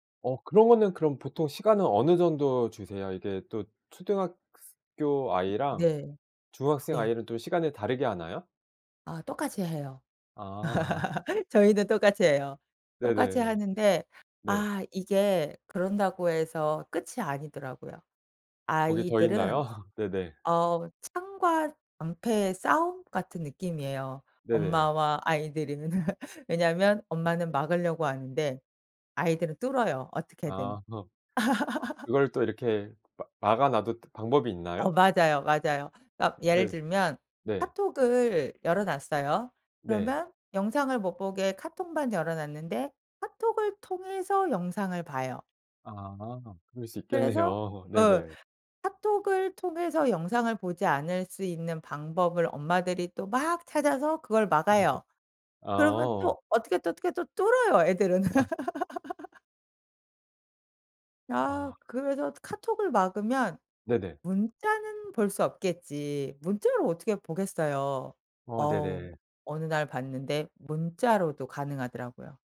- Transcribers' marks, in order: tapping; laugh; laugh; laughing while speaking: "아이들이는"; laugh; laughing while speaking: "아"; laugh; other background noise
- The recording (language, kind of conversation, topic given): Korean, podcast, 아이들의 화면 시간을 어떻게 관리하시나요?